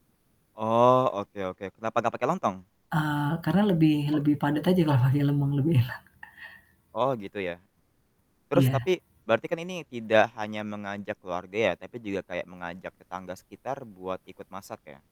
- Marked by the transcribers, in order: static; other background noise; laughing while speaking: "kalau"; laughing while speaking: "enak"; chuckle
- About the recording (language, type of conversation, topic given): Indonesian, podcast, Bagaimana makanan rumahan membentuk identitas budayamu?